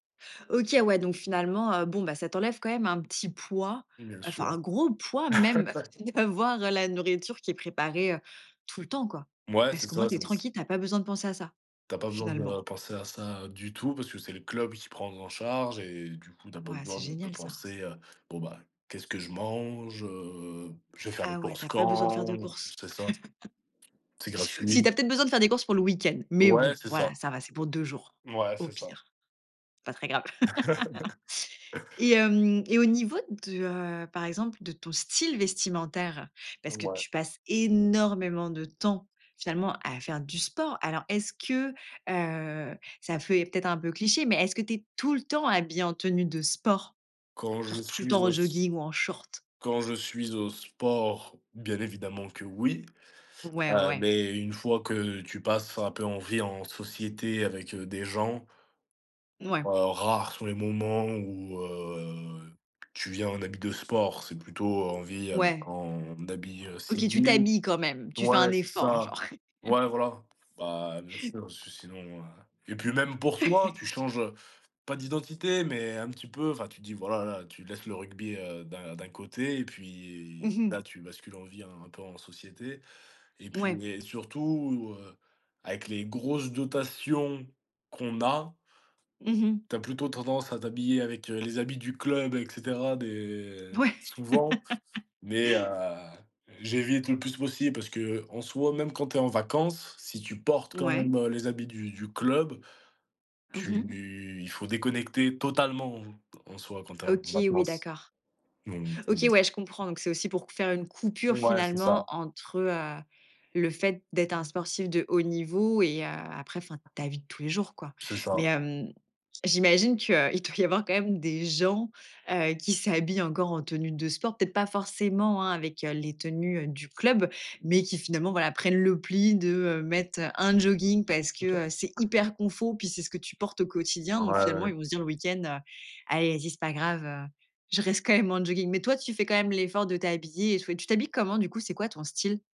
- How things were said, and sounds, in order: other background noise; stressed: "gros poids"; chuckle; laughing while speaking: "d’avoir la nourriture"; tapping; drawn out: "quand ?"; chuckle; laugh; stressed: "style"; stressed: "énormément"; stressed: "tout le temps"; drawn out: "heu"; chuckle; laugh; stressed: "grosses dotations"; laugh; drawn out: "tu"; stressed: "hyper"; chuckle; put-on voice: "Allez, vas-y, c'est pas grave, heu, je reste quand même en jogging"
- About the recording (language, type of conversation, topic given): French, podcast, Qu’est-ce qui a le plus influencé ton changement de style ?